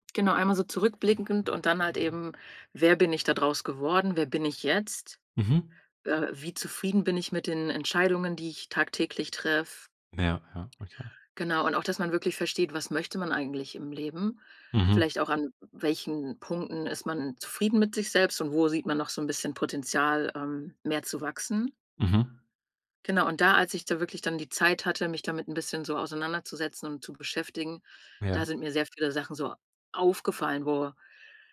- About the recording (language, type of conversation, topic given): German, podcast, Wie kannst du dich selbst besser kennenlernen?
- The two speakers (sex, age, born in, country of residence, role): female, 30-34, Germany, Germany, guest; male, 20-24, Germany, Germany, host
- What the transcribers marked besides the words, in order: other background noise